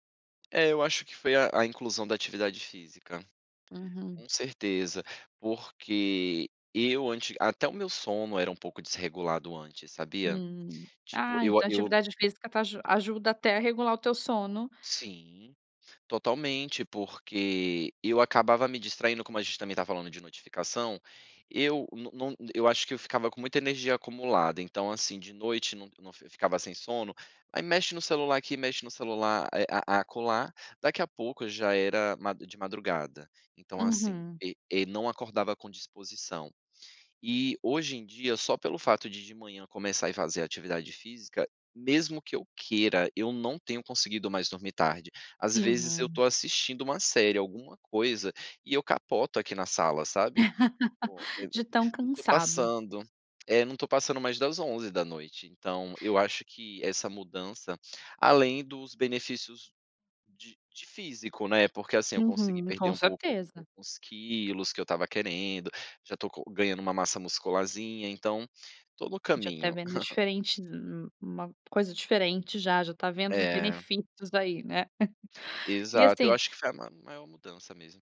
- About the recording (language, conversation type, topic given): Portuguese, podcast, Como é sua rotina matinal para começar bem o dia?
- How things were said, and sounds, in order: tapping; laugh; unintelligible speech; laugh; other noise; laugh; other background noise